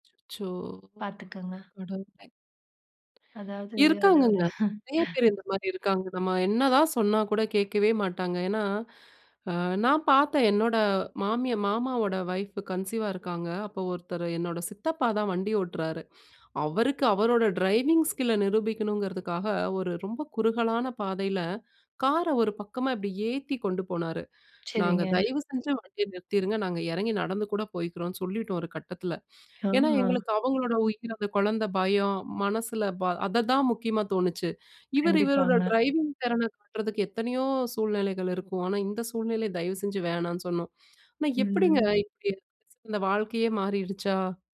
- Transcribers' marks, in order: other noise; sad: "அச்சோ! கடவுளே"; chuckle; in English: "கன்சீவா"; in English: "ஸ்கில்ல"
- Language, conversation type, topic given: Tamil, podcast, ஒரு விபத்திலிருந்து நீங்கள் கற்றுக்கொண்ட மிக முக்கியமான பாடம் என்ன?